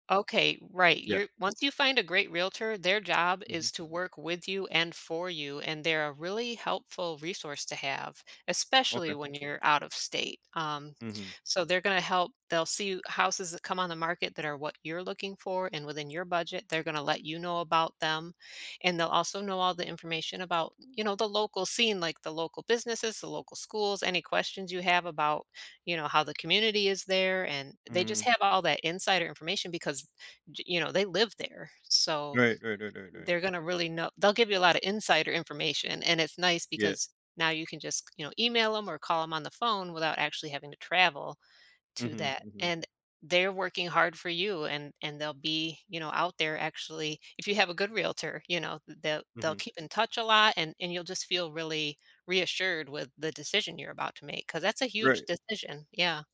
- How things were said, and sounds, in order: none
- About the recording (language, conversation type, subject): English, advice, What should I ask lenders about mortgages?
- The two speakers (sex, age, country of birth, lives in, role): female, 45-49, United States, United States, advisor; male, 40-44, United States, United States, user